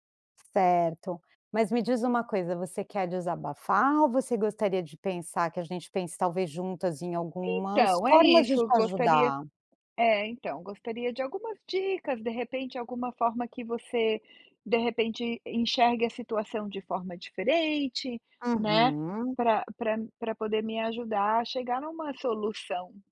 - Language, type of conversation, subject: Portuguese, advice, Como posso começar a decidir uma escolha de vida importante quando tenho opções demais e fico paralisado?
- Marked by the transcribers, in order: tapping